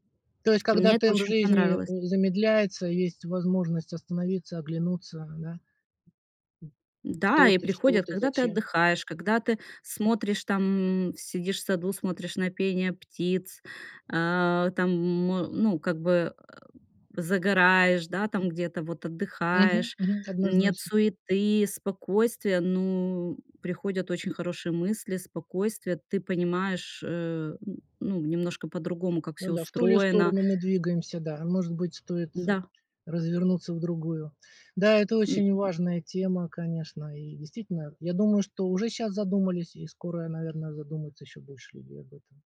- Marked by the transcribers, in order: tapping
- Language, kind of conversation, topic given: Russian, podcast, Что вы думаете о цифровом детоксе и как его организовать?